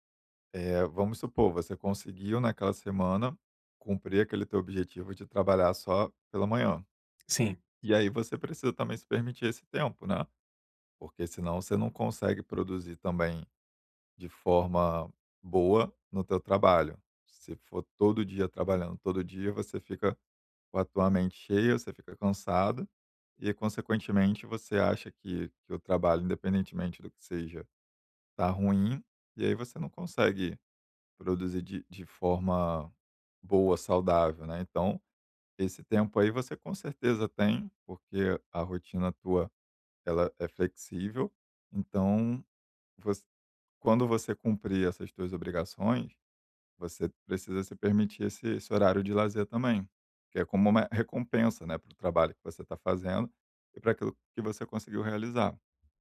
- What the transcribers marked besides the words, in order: tapping
- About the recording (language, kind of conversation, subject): Portuguese, advice, Como posso estabelecer limites entre o trabalho e a vida pessoal?